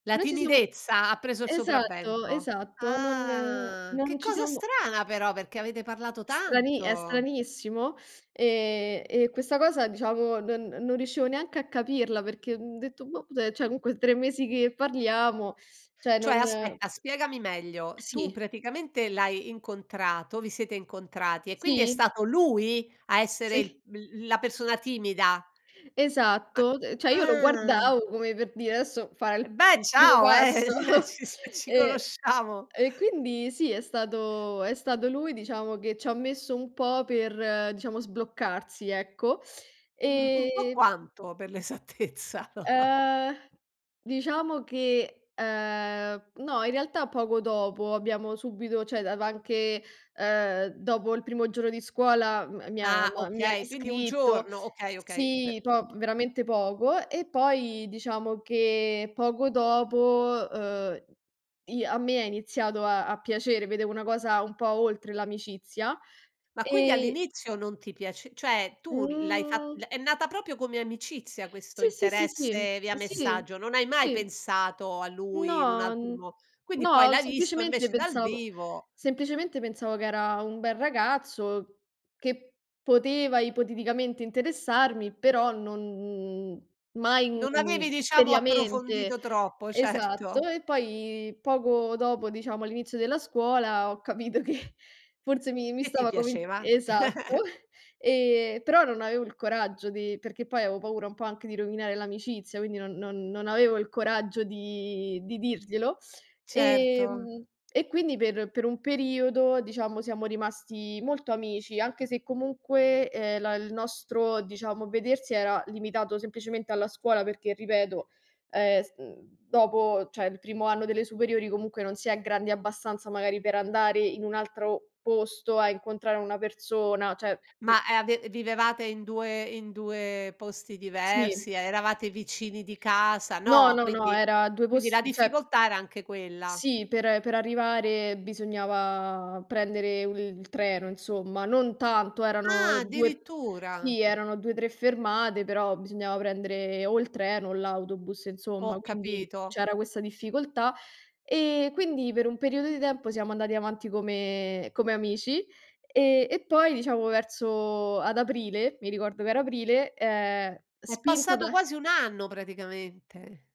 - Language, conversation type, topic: Italian, podcast, Quando un incontro di persona cambia un rapporto nato online?
- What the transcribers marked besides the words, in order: drawn out: "Ah"; "cioè" said as "ceh"; "cioè" said as "ceh"; tapping; "cioè" said as "ceh"; drawn out: "ah"; laughing while speaking: "sì, ci conosciamo"; chuckle; drawn out: "e"; laughing while speaking: "l'esattezza?"; drawn out: "Ehm"; chuckle; "insomma" said as "nsomma"; drawn out: "Mhmm"; drawn out: "No"; chuckle; laughing while speaking: "certo"; chuckle; chuckle; other background noise; "cioè" said as "ceh"